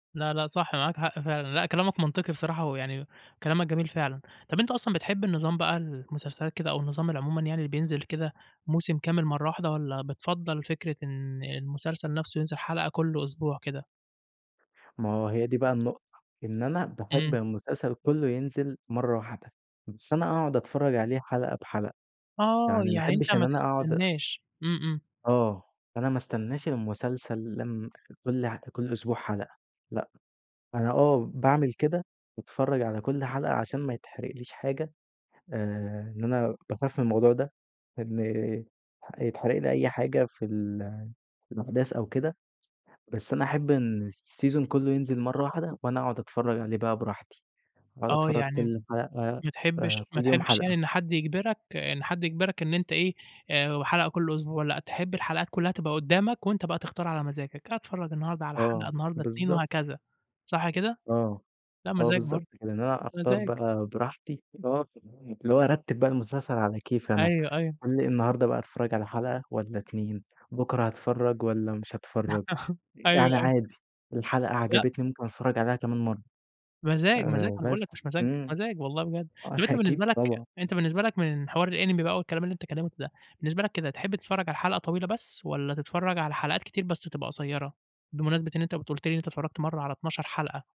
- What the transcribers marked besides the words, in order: in English: "السيزون"; chuckle; tapping; in English: "الأنمي"
- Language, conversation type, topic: Arabic, podcast, إيه رأيك في ظاهرة متابعة الحلقات ورا بعض دلوقتي؟